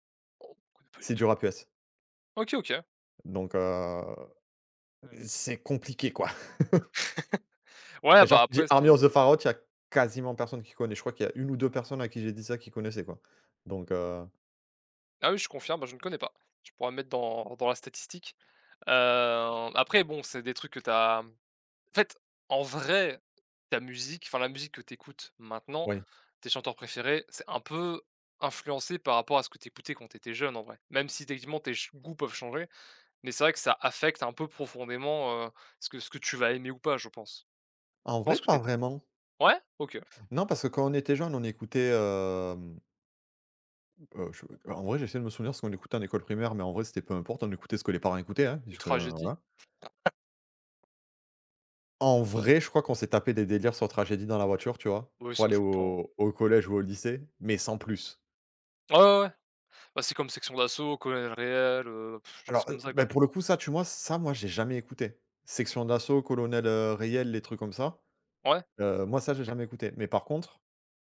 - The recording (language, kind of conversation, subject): French, unstructured, Comment la musique peut-elle changer ton humeur ?
- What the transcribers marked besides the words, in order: laugh; unintelligible speech; "Pharaohs" said as "Pharaote"; drawn out: "hem"; chuckle; blowing